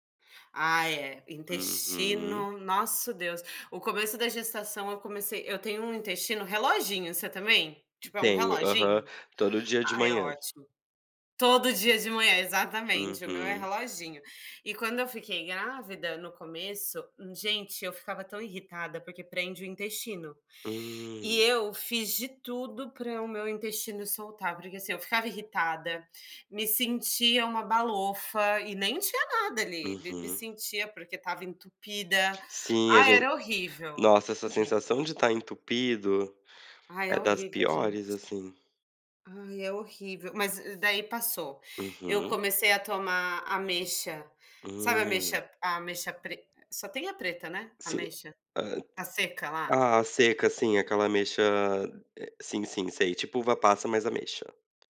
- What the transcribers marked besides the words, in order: tapping
- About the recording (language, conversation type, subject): Portuguese, unstructured, Quais hábitos ajudam a manter a motivação para fazer exercícios?